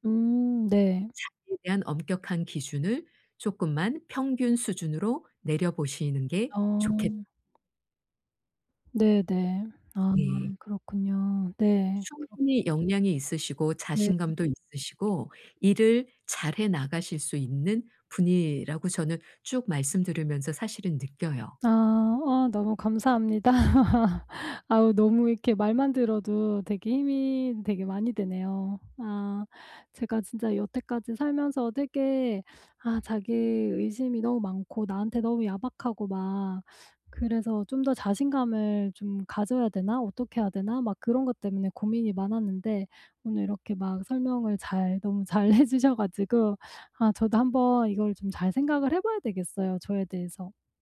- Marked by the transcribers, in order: other background noise; tapping; laugh; laughing while speaking: "잘 해 주셔 가지고"
- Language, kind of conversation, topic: Korean, advice, 자기의심을 줄이고 자신감을 키우려면 어떻게 해야 하나요?